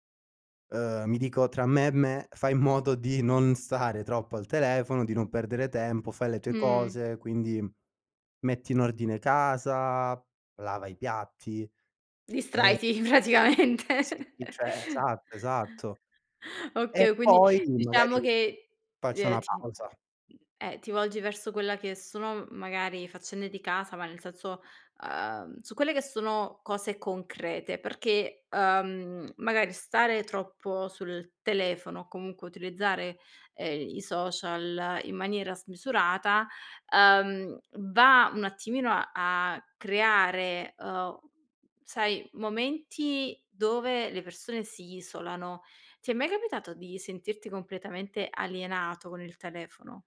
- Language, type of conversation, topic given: Italian, podcast, Quando ti accorgi di aver bisogno di una pausa digitale?
- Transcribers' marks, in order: laughing while speaking: "ti praticamente"; chuckle; "Okay" said as "okao"